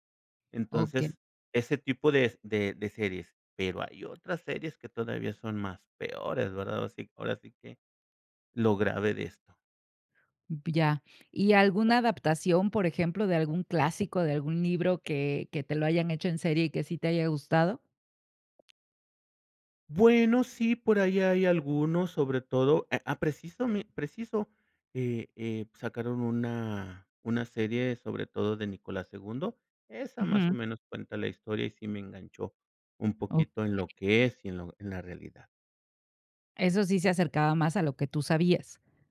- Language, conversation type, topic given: Spanish, podcast, ¿Cómo influyen las redes sociales en la popularidad de una serie?
- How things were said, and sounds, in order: tapping; other background noise